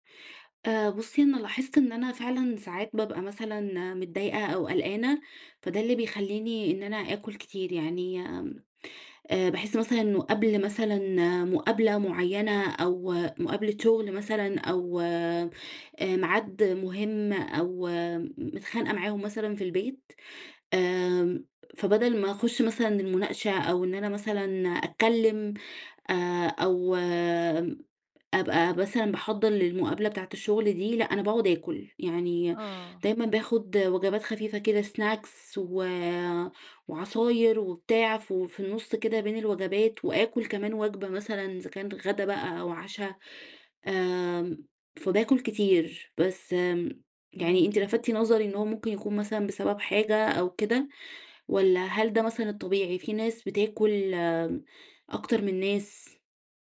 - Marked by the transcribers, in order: tapping; in English: "سناكس"
- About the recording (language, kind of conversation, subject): Arabic, advice, إزاي أفرّق بين الجوع الحقيقي والجوع العاطفي لما تيجيلي رغبة في التسالي؟
- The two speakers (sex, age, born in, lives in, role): female, 30-34, Egypt, Egypt, user; female, 40-44, Egypt, Portugal, advisor